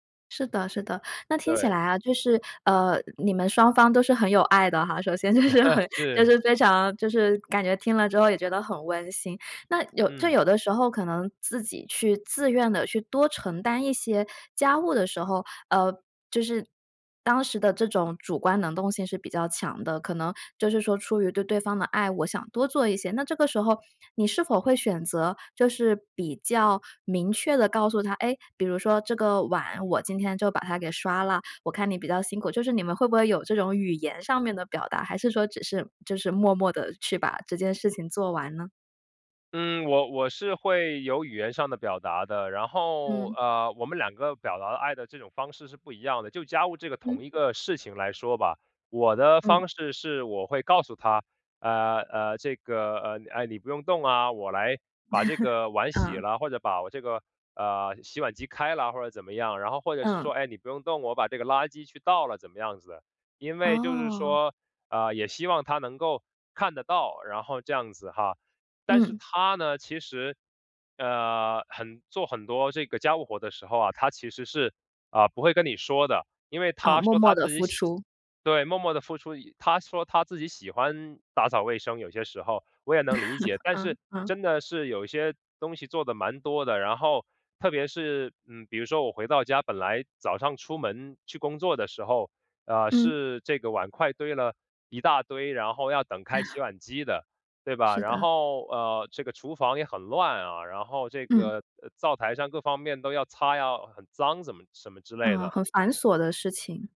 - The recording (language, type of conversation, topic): Chinese, podcast, 你会把做家务当作表达爱的一种方式吗？
- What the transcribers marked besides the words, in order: laugh; laughing while speaking: "是"; laughing while speaking: "首先就是很 就是非常 就是"; laugh; laughing while speaking: "嗯"; other background noise; laugh; laugh